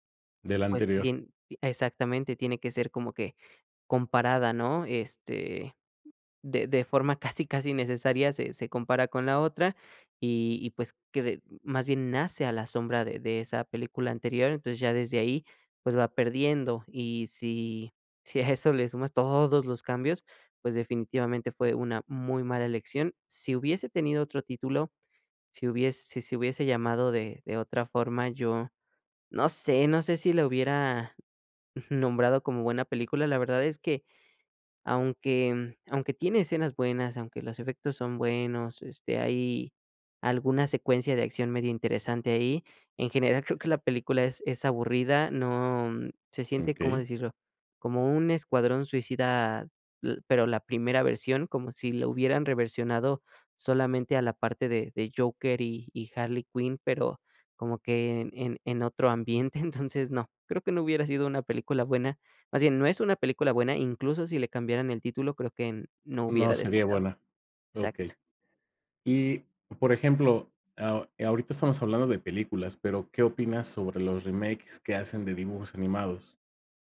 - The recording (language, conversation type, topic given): Spanish, podcast, ¿Te gustan más los remakes o las historias originales?
- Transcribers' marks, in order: chuckle; chuckle; laughing while speaking: "Entonces no"